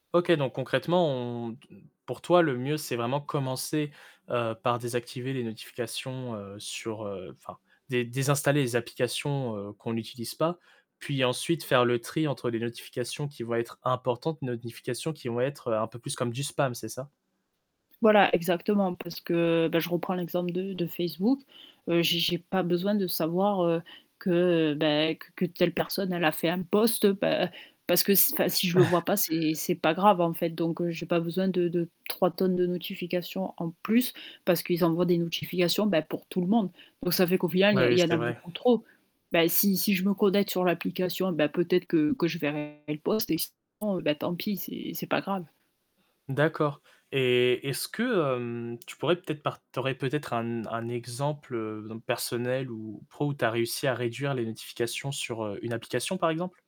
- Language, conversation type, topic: French, podcast, Comment limiter les notifications envahissantes au quotidien ?
- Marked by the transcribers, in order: static; chuckle; other background noise; distorted speech